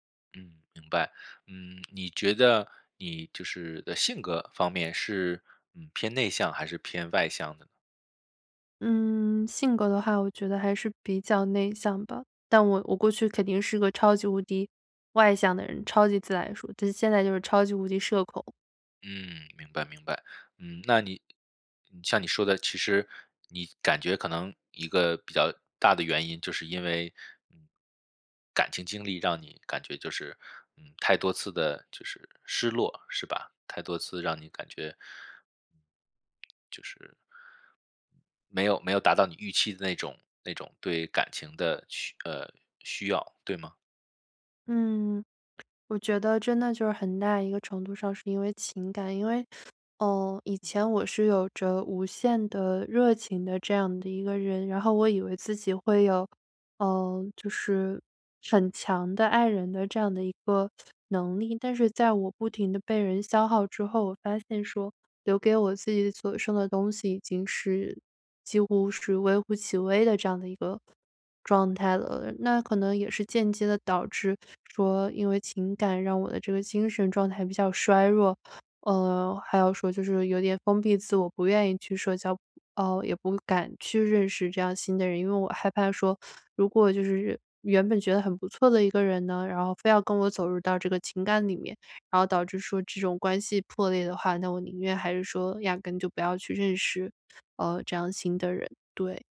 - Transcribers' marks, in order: other background noise; teeth sucking
- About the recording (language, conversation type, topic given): Chinese, advice, 为什么我无法重新找回对爱好和生活的兴趣？